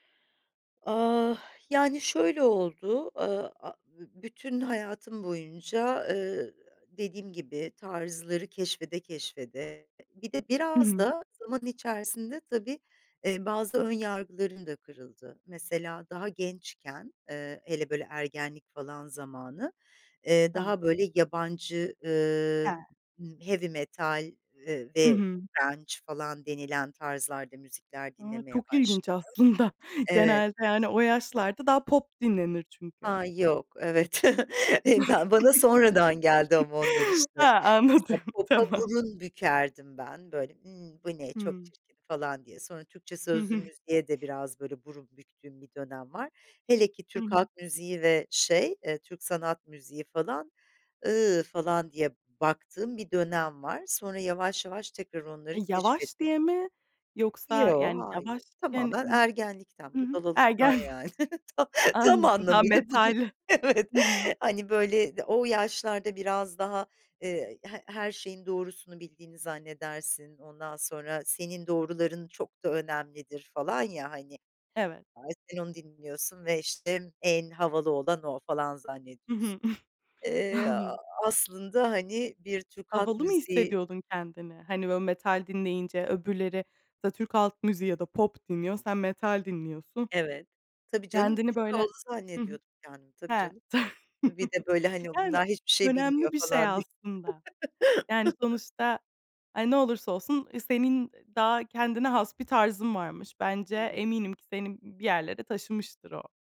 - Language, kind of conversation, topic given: Turkish, podcast, Müzik zevkini en çok kim etkiledi: ailen mi, arkadaşların mı?
- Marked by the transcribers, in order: drawn out: "Ah"; other background noise; laughing while speaking: "aslında"; laughing while speaking: "Evet"; giggle; laughing while speaking: "anladım. Tamam"; disgusted: "ı"; laughing while speaking: "Ergenlik"; laughing while speaking: "Ta"; laughing while speaking: "metal"; laughing while speaking: "evet"; chuckle; laughing while speaking: "Anl"; unintelligible speech; chuckle; laughing while speaking: "diye"; laugh; unintelligible speech